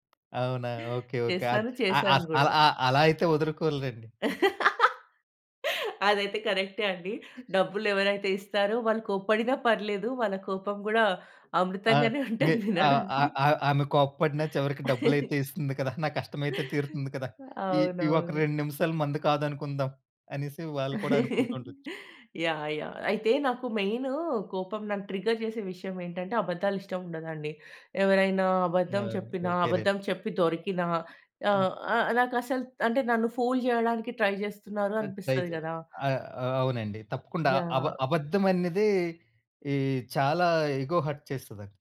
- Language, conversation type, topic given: Telugu, podcast, మనసులో మొదటగా కలిగే కోపాన్ని మీరు ఎలా నియంత్రిస్తారు?
- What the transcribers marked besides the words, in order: tapping; laugh; other background noise; laughing while speaking: "అమృతంగానే ఉంటది వినడానికి"; laugh; laugh; in English: "ట్రిగ్గర్"; in English: "ఫూల్"; in English: "ట్రై"; in English: "ఇగో హర్ట్"